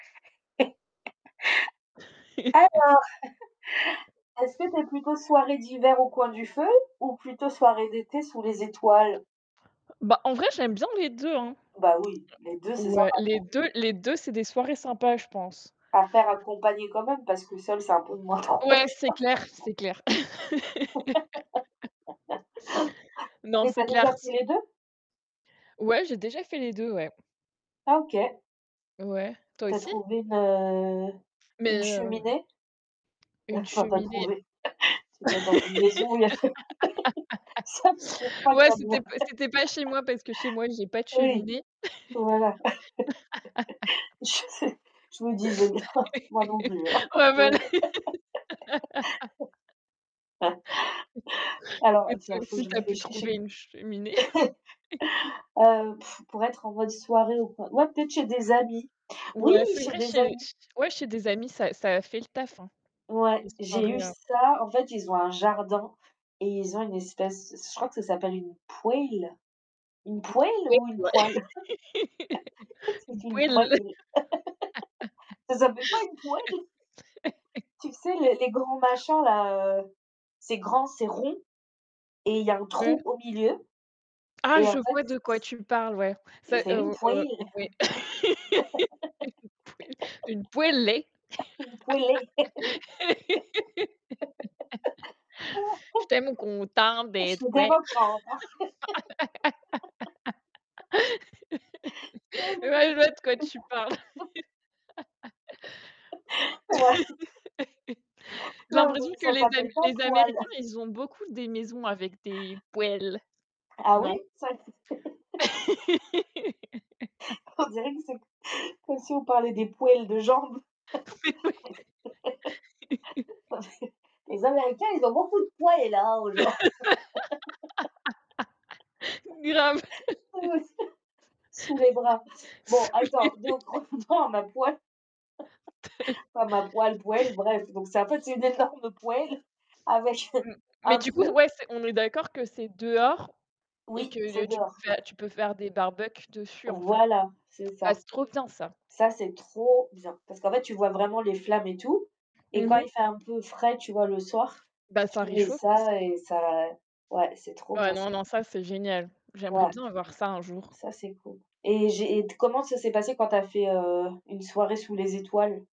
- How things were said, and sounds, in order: other background noise; chuckle; distorted speech; chuckle; laughing while speaking: "moins drôle je pense"; laugh; tapping; mechanical hum; static; laugh; chuckle; laugh; laughing while speaking: "ça ne se trouve pas comme ouais"; laugh; chuckle; laughing while speaking: "Je sais, je me disais bien"; laugh; laughing while speaking: "Ouais, bah là"; laughing while speaking: "hein"; laugh; other noise; "réfléchisse" said as "réfléchiche"; chuckle; scoff; chuckle; stressed: "Oui"; unintelligible speech; laugh; put-on voice: "poêle"; put-on voice: "une poêle"; put-on voice: "poêle"; chuckle; put-on voice: "poêle"; laugh; put-on voice: "poêle ?"; laugh; chuckle; put-on voice: "poêle"; laugh; laughing while speaking: "une poêlée"; laugh; put-on voice: "Une poêlée. Je suis tellement content de te voir"; put-on voice: "poêlée"; laugh; unintelligible speech; laugh; laughing while speaking: "Ouais, non, j'en peux plus"; laugh; chuckle; chuckle; put-on voice: "poêles"; unintelligible speech; chuckle; laugh; laughing while speaking: "Mais oui"; put-on voice: "poils"; laugh; laugh; put-on voice: "poils"; laughing while speaking: "Grave"; laugh; chuckle; laughing while speaking: "Sous les"; laughing while speaking: "retournons à ma poêle"; unintelligible speech; chuckle; put-on voice: "poêle"; chuckle; put-on voice: "poêle"; chuckle; "barbecues" said as "barbec"; stressed: "trop"
- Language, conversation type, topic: French, unstructured, Préférez-vous les soirées d’hiver au coin du feu ou les soirées d’été sous les étoiles ?